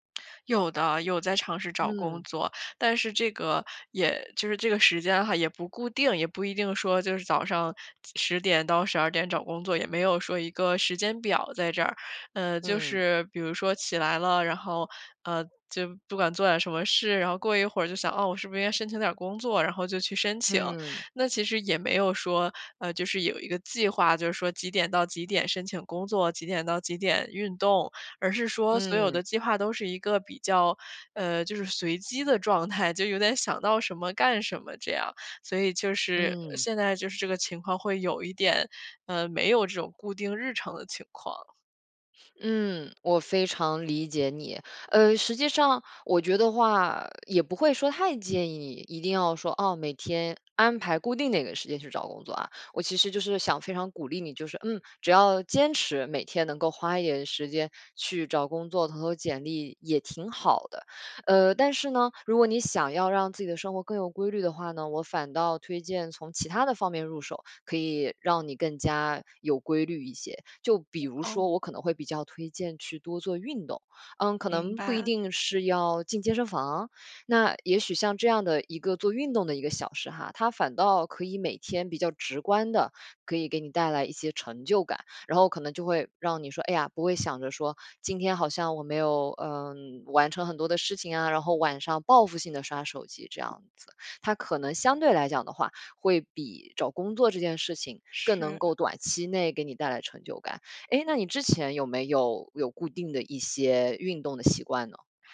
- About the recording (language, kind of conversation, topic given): Chinese, advice, 我为什么总是无法坚持早起或保持固定的作息时间？
- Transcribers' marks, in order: lip smack; tapping; other background noise